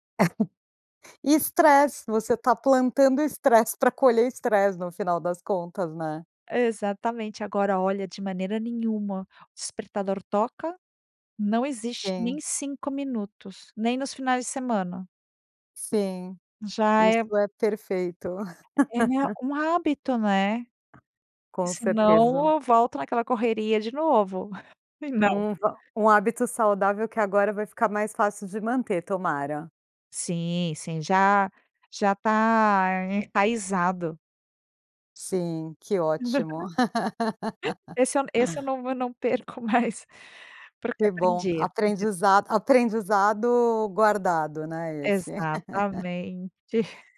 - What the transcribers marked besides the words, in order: laugh; tapping; laugh; giggle; laugh; laughing while speaking: "perco mais"; laugh
- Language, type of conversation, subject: Portuguese, podcast, Como você faz para reduzir a correria matinal?